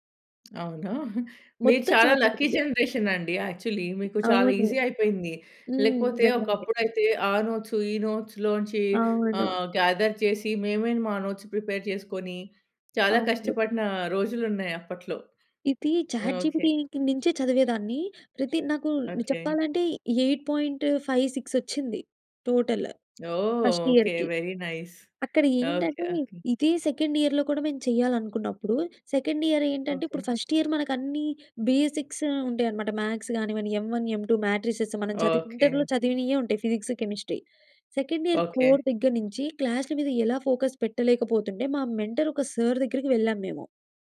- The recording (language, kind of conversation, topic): Telugu, podcast, మీరు ఒక గురువు నుండి మంచి సలహాను ఎలా కోరుకుంటారు?
- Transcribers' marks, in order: giggle; in English: "లక్కీ జనరేషన్"; in English: "యాక్చువల్లీ"; in English: "ఈజీ"; in English: "గ్యాదర్"; in English: "నోట్స్ ప్రిపేర్"; in English: "ఎయిట్ పాయింట్ ఫైవ్ సిక్స్"; in English: "టోటల్ ఫస్ట్ ఇయర్‌కి"; in English: "సెకండ్ ఇయర్‍లో"; in English: "వెరీ నైస్"; in English: "సెకండ్ ఇయర్‍"; in English: "ఫస్ట్ ఇయర్"; in English: "బేసిక్స్"; in English: "మ్యాథ్స్"; in English: "ఎమ్ వన్, ఎమ్ టూ, మ్యాట్రిసెస్"; in English: "ఫిజిక్స్, కెమిస్ట్రీ. సెకండ్ ఇయర్ కోర్"; in English: "క్లాస్‌ల"; in English: "ఫోకస్"; in English: "మెంటర్"; in English: "సార్"